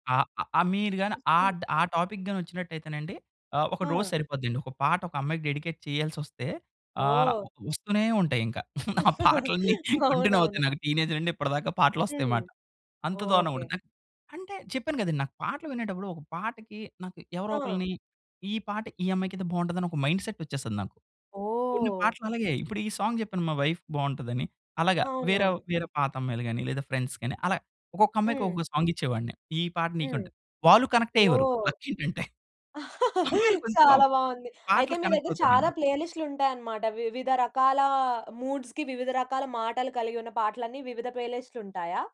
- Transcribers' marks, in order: other noise; in English: "టాపిక్"; in English: "డెడికేట్"; giggle; laughing while speaking: "అవునవును"; in English: "కంటిన్యూ"; in English: "టీనేజ్"; in English: "మైండ్"; in English: "సాంగ్"; in English: "వైఫ్‌కి"; in English: "ఫ్రెండ్స్"; other background noise; laugh; laughing while speaking: "లక్కేంటంటే"; in English: "మూడ్స్‌కి"
- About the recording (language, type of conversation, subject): Telugu, podcast, పాటల మాటలు మీకు ఎంతగా ప్రభావం చూపిస్తాయి?